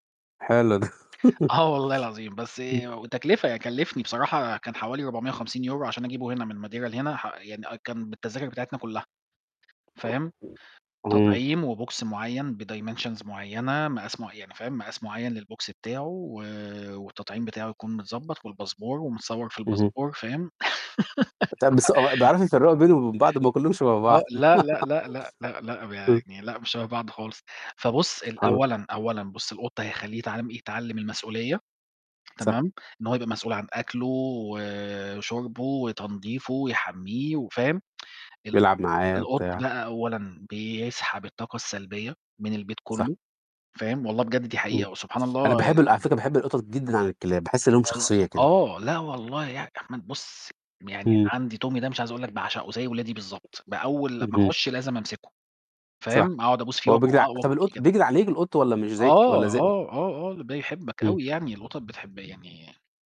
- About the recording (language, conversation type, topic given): Arabic, unstructured, إيه النصيحة اللي تديها لحد عايز يربي حيوان أليف لأول مرة؟
- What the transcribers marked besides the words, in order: tapping; laugh; static; other noise; in English: "وBox"; in English: "بdimensions"; in English: "للBox"; in English: "والباسبور"; in English: "الباسبور"; laugh; laugh; unintelligible speech; other background noise